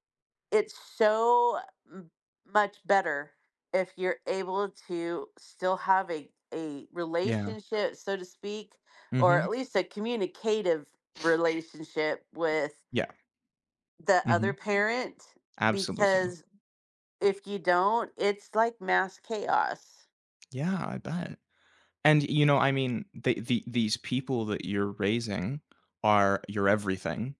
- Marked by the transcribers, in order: other background noise; sniff; tapping
- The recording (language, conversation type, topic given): English, unstructured, What are some effective ways for couples to build strong relationships in blended families?
- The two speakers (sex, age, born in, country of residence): female, 55-59, United States, United States; male, 20-24, United States, United States